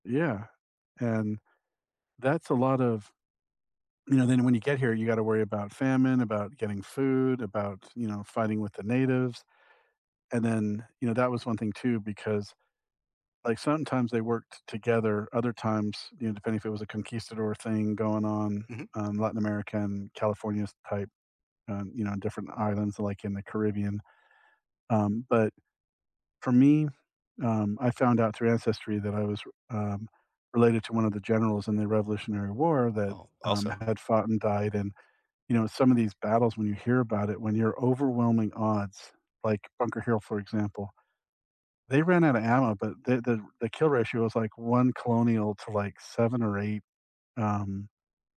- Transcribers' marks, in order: tapping
- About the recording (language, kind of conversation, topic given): English, unstructured, What historical event inspires you?
- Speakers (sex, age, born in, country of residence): male, 50-54, United States, United States; male, 55-59, United States, United States